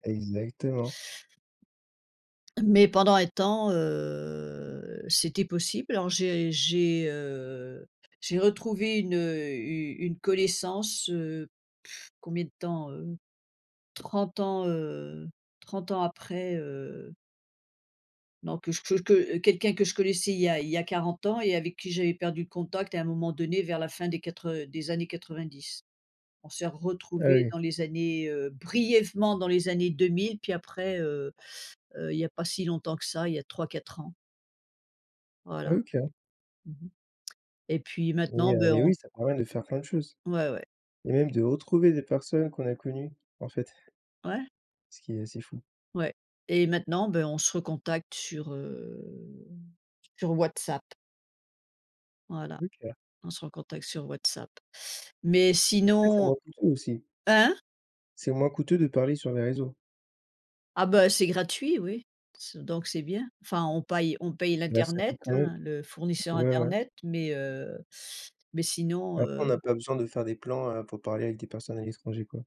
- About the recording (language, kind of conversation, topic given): French, unstructured, Penses-tu que les réseaux sociaux divisent davantage qu’ils ne rapprochent les gens ?
- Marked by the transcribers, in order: drawn out: "heu"; drawn out: "heu"; lip trill; stressed: "brièvement"; other background noise